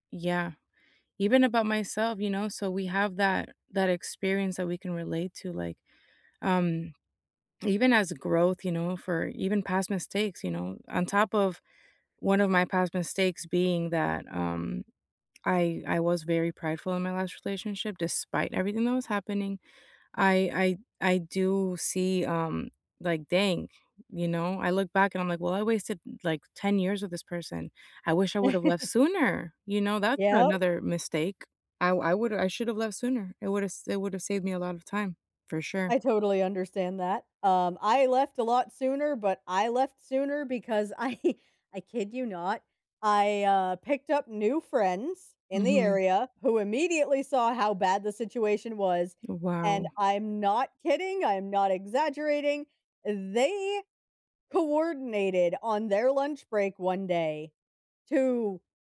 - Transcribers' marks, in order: chuckle; laughing while speaking: "I"
- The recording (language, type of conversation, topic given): English, unstructured, What lessons can we learn from past mistakes?
- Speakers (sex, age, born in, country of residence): female, 35-39, Mexico, United States; female, 40-44, United States, United States